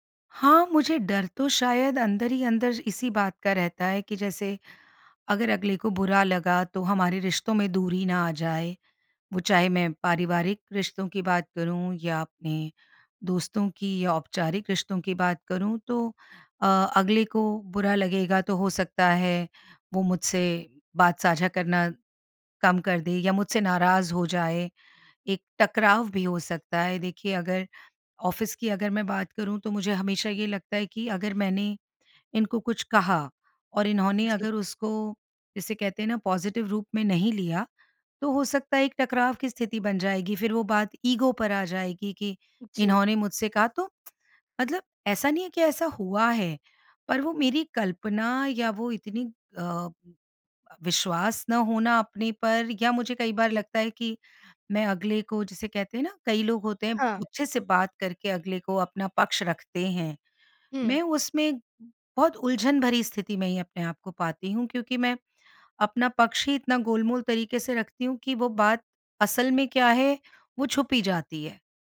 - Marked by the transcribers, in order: in English: "ऑफिस"; in English: "पॉज़िटिव"; in English: "ईगो"; horn
- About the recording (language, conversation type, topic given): Hindi, advice, नाज़ुक बात कैसे कहूँ कि सामने वाले का दिल न दुखे?